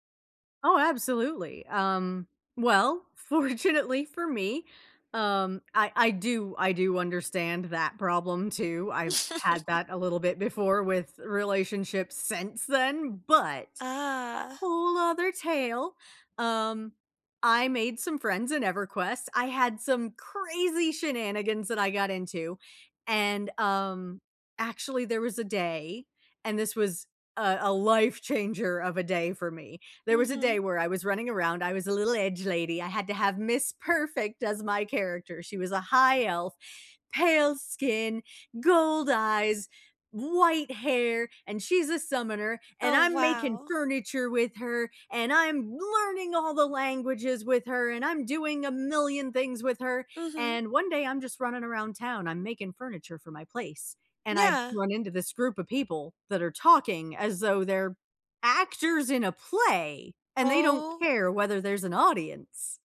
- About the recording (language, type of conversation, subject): English, unstructured, What hobby should I pick up to cope with a difficult time?
- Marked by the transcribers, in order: laughing while speaking: "fortunately"; chuckle; stressed: "but"; drawn out: "Ah"; stressed: "crazy"; stressed: "learning"